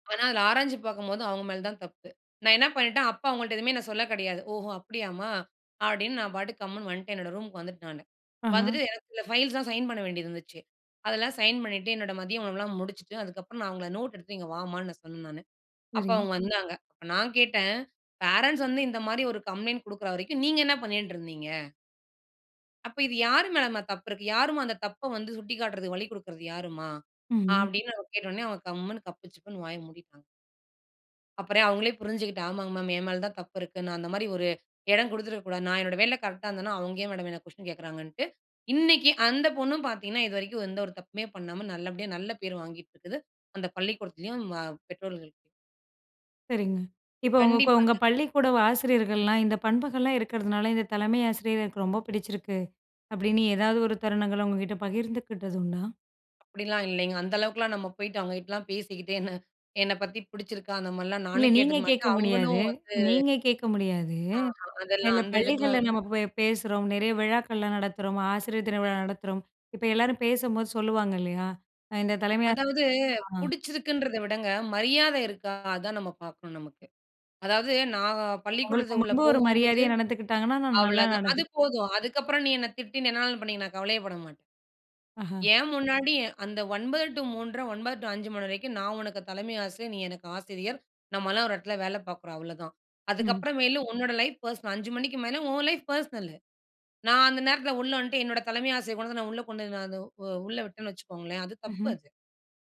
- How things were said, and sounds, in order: in English: "ஃபைல்ஸ்லாம் சைன்"; in English: "சைன்"; in English: "கம்ப்ளைண்ட்"; "இடம்" said as "எடம்"; other background noise; "மாதிரிலாம்" said as "மாரிலாம்"; "பிடிச்சிருக்குதுங்கறத" said as "புடிச்சிருக்குதுங்கறத"; "அவ்வளவுதான்" said as "அவ்ளோதான்"; "இடத்துல" said as "எடத்துல"; in English: "லைஃப் பர்ஸ்னல்"; in English: "லைஃப் பெர்சனல்"
- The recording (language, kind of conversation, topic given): Tamil, podcast, நல்ல தலைவராக இருப்பதற்கு எந்த பண்புகள் முக்கியமானவை என்று நீங்கள் நினைக்கிறீர்கள்?